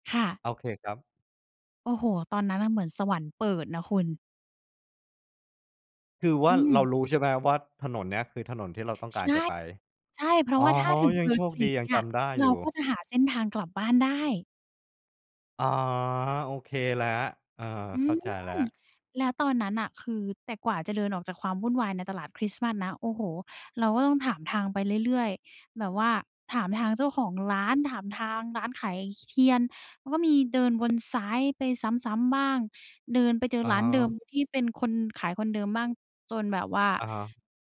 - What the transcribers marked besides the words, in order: none
- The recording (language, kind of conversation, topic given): Thai, podcast, ครั้งที่คุณหลงทาง คุณได้เรียนรู้อะไรที่สำคัญที่สุด?